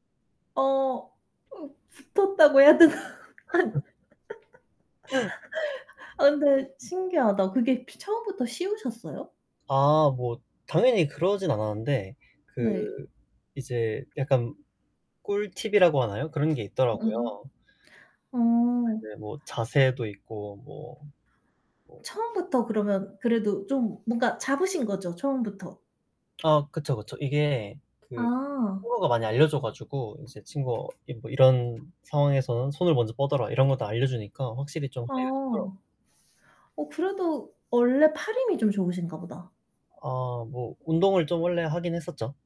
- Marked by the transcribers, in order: tapping; laughing while speaking: "어 붙었다고 해야 되나? 아 근데 신기하다"; laugh; other background noise; distorted speech
- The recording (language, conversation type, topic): Korean, unstructured, 자신만의 특별한 취미를 어떻게 발견하셨나요?